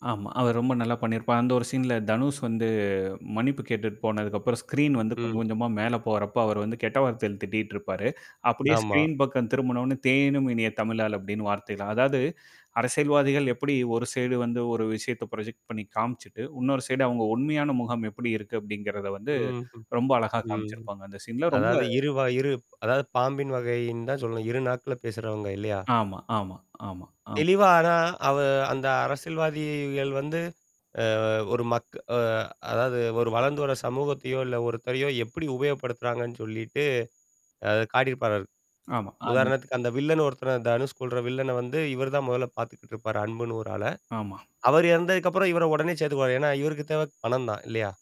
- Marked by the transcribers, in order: static; in English: "சீன்ல"; in English: "ஸ்க்ரீன்"; in English: "ஸ்க்ரீன்"; in English: "ப்ராஜக்ட்"; tapping; in English: "சீன்ல"; "காட்டியிருப்பாரு" said as "காட்டியிருப்பாராரு"
- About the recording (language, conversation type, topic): Tamil, podcast, ஏன் சில திரைப்படங்கள் காலப்போக்கில் ரசிகர் வழிபாட்டுப் படங்களாக மாறுகின்றன?